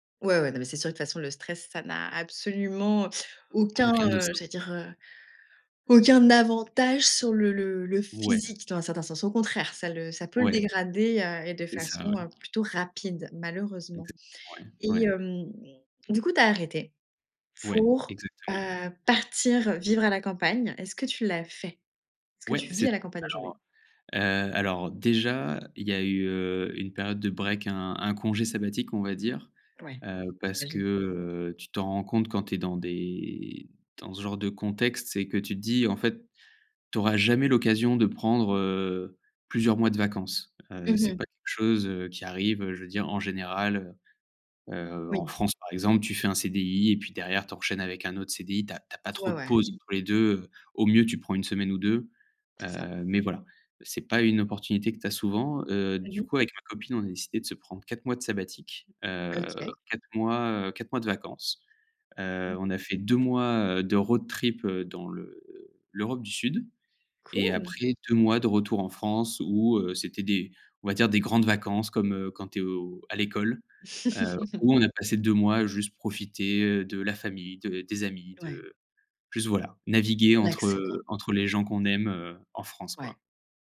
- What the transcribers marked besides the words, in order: tapping; other background noise; in English: "break"; drawn out: "des"; in English: "road trip"; chuckle
- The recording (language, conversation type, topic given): French, podcast, Comment choisir entre la sécurité et l’ambition ?